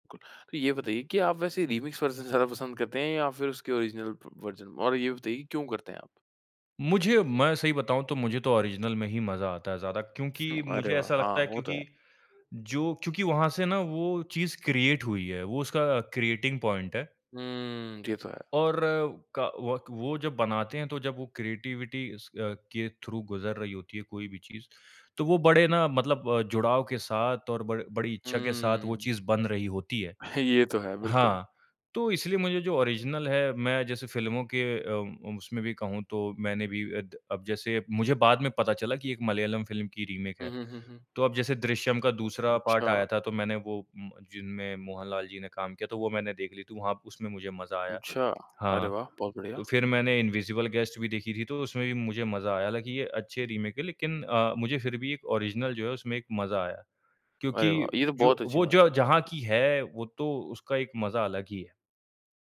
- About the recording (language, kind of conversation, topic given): Hindi, podcast, रीमेक्स और रीबूट्स के बढ़ते चलन पर आपकी क्या राय है?
- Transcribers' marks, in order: in English: "रीमिक्स वर्ज़न"; in English: "ओरिजिनल"; in English: "वर्ज़न"; in English: "ओरिजिनल"; chuckle; other background noise; in English: "क्रिएट"; in English: "क्रिएटिंग पॉइंट"; in English: "क्रिएटिविटी"; in English: "थ्रू"; in English: "ओरिजिनल"; in English: "रीमेक"; in English: "पार्ट"; in English: "रीमेक"; in English: "ओरिजिनल"; tapping